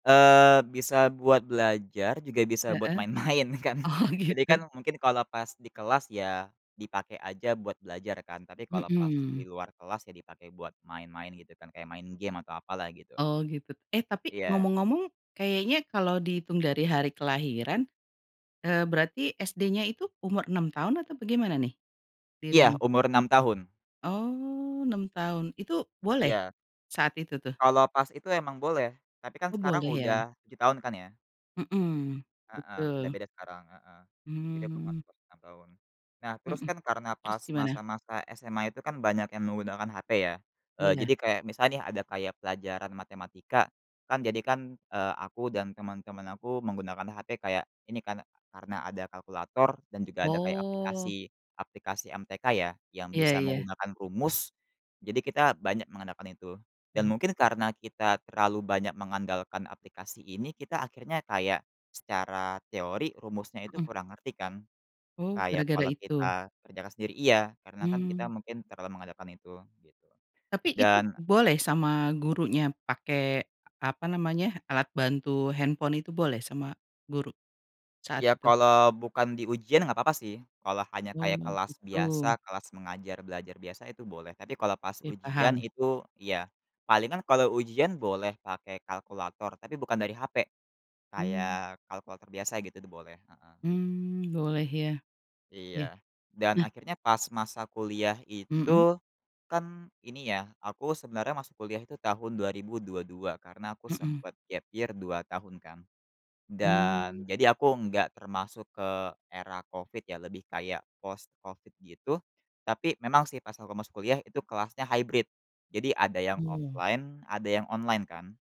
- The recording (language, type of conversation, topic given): Indonesian, podcast, Bagaimana perjalanan belajar Anda sejauh ini?
- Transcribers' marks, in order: laughing while speaking: "main-main kan"; laughing while speaking: "Oh, gitu"; other background noise; in English: "gap year"; in English: "post"; in English: "hybrid"; in English: "offline"